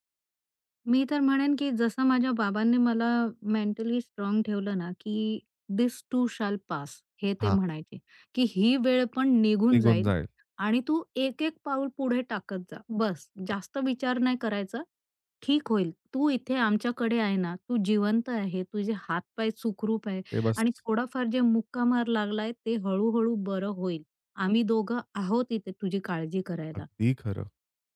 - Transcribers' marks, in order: tapping; in English: "दिस टू शाल पास"; other background noise; shush
- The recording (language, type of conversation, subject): Marathi, podcast, जखम किंवा आजारानंतर स्वतःची काळजी तुम्ही कशी घेता?